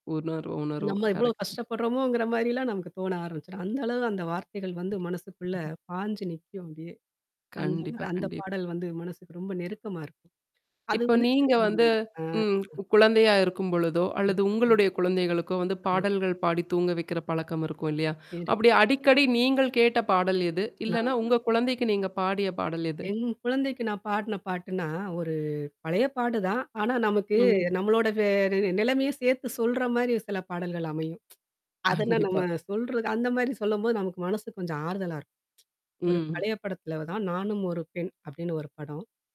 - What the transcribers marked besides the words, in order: distorted speech; other background noise; mechanical hum; tapping; static; other noise; tsk; laughing while speaking: "கண்டிப்பா"; tsk
- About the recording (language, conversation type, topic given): Tamil, podcast, உங்களுக்கு பாடலின் வரிகள்தான் முக்கியமா, அல்லது மெட்டுதான் முக்கியமா?